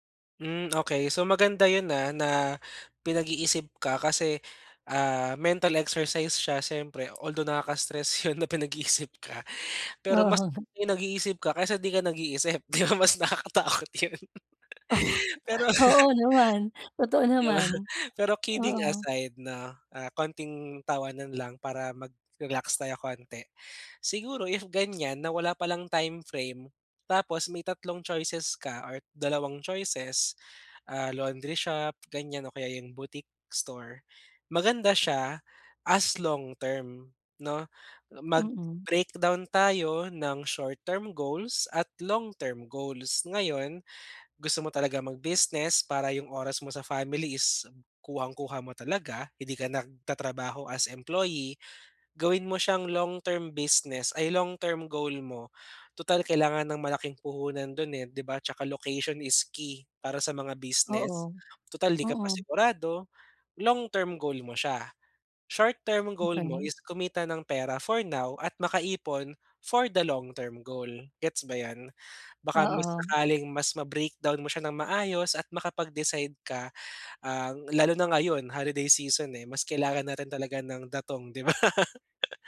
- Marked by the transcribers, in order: laughing while speaking: "'yon na pinag-iisip ka"; laughing while speaking: "Oo"; laughing while speaking: "Oh"; chuckle; laugh
- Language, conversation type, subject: Filipino, advice, Paano ko mapapasimple ang proseso ng pagpili kapag maraming pagpipilian?